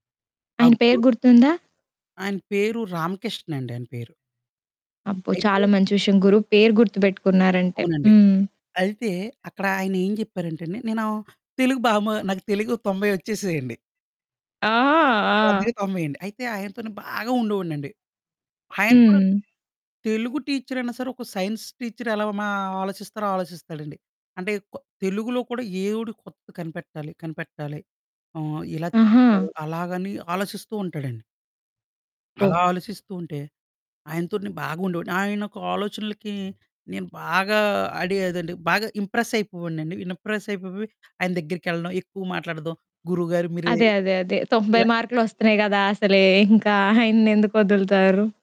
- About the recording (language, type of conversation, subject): Telugu, podcast, మీ గురువు చెప్పిన ఏదైనా మాట ఇప్పటికీ మీ మనసులో నిలిచిపోయిందా?
- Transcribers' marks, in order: distorted speech; static; other background noise; giggle; stressed: "బాగా"; in English: "సైన్స్ టీచర్"; in English: "ఇంప్రెస్"; giggle